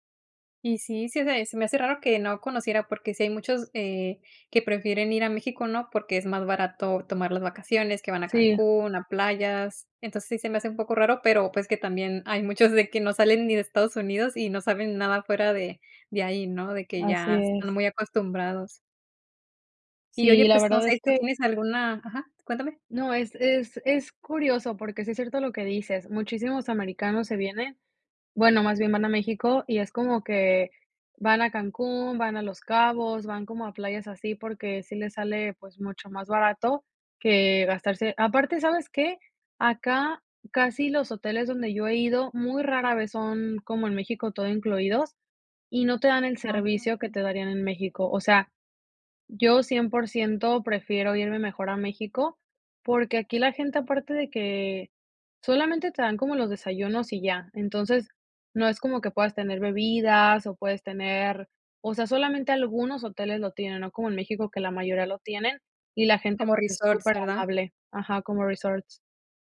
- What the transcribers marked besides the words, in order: laughing while speaking: "muchos de"
- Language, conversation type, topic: Spanish, podcast, ¿cómo saliste de tu zona de confort?